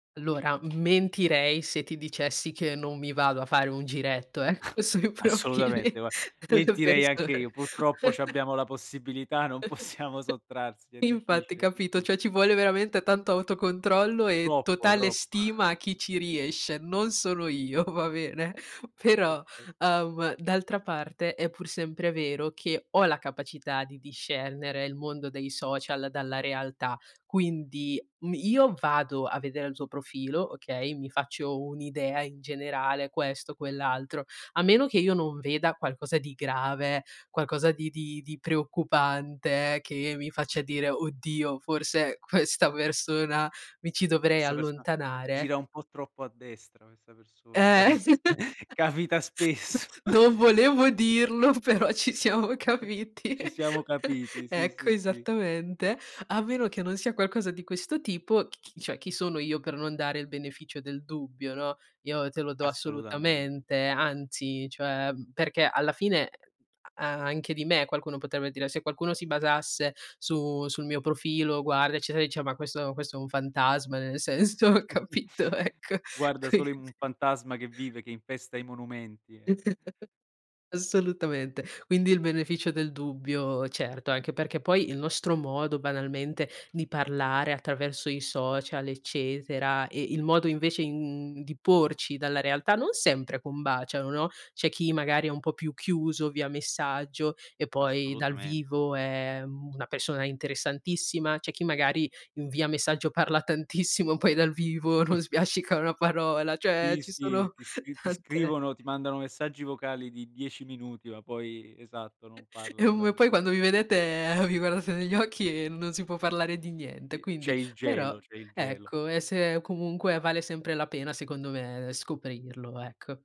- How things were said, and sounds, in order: other background noise; chuckle; laughing while speaking: "profili delle persone"; chuckle; laughing while speaking: "possiamo"; chuckle; "cioè" said as "ceh"; chuckle; laughing while speaking: "va bene?"; chuckle; laughing while speaking: "capi capita spesso"; laughing while speaking: "siamo capiti"; unintelligible speech; chuckle; "cioè" said as "ceh"; "Assolutamente" said as "assoludamen"; chuckle; laughing while speaking: "capito, ecco, quindi"; chuckle; laughing while speaking: "tantissimo"; chuckle; laughing while speaking: "tante"; chuckle
- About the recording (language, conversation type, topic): Italian, podcast, Come bilanci autenticità e privacy sui social?